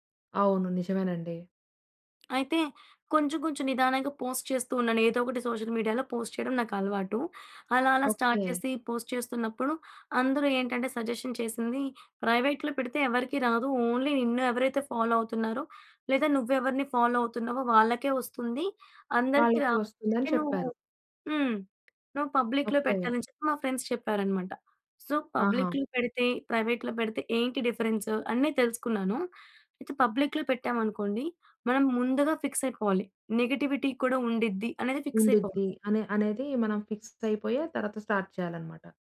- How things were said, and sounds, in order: tapping; in English: "పోస్ట్"; in English: "సోషల్ మీడియాలో పోస్ట్"; in English: "స్టార్ట్"; in English: "పోస్ట్"; in English: "సజెషన్"; in English: "ప్రైవేట్‍లో"; in English: "ఓన్లీ"; in English: "ఫాలో"; in English: "ఫాలో"; in English: "పబ్లిక్‌లో"; in English: "ఫ్రెండ్స్"; in English: "సో పబ్లిక్‌లో"; in English: "ప్రైవేట్‌లో"; in English: "డిఫరెన్స్"; in English: "పబ్లిక్‌లో"; in English: "ఫిక్స్"; in English: "నెగెటివిటీ"; in English: "ఫిక్స్"; in English: "ఫిక్స్"; in English: "స్టార్ట్"
- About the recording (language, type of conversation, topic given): Telugu, podcast, పబ్లిక్ లేదా ప్రైవేట్ ఖాతా ఎంచుకునే నిర్ణయాన్ని మీరు ఎలా తీసుకుంటారు?